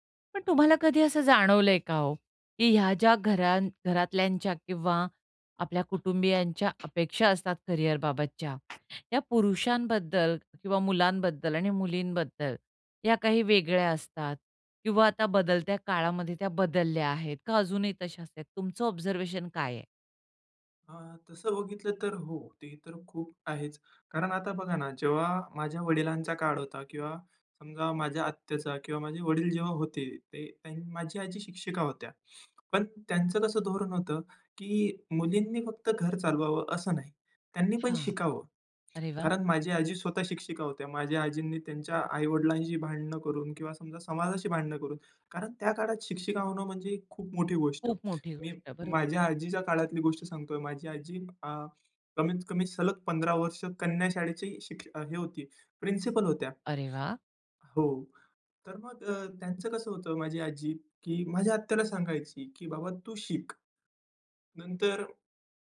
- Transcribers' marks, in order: tapping; other background noise; in English: "ऑब्झर्वेशन"; sniff
- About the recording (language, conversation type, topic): Marathi, podcast, तुमच्या घरात करिअरबाबत अपेक्षा कशा असतात?